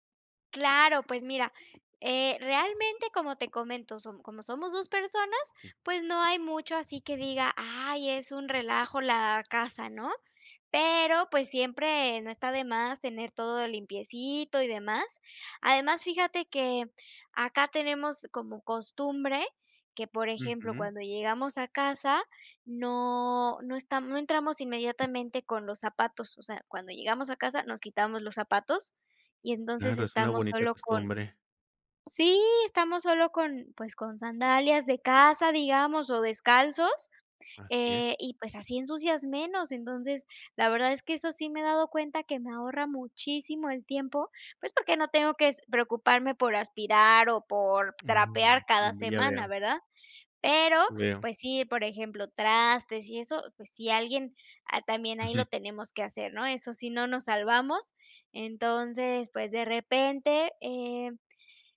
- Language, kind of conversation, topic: Spanish, podcast, ¿Cómo organizas las tareas del hogar en familia?
- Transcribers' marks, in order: none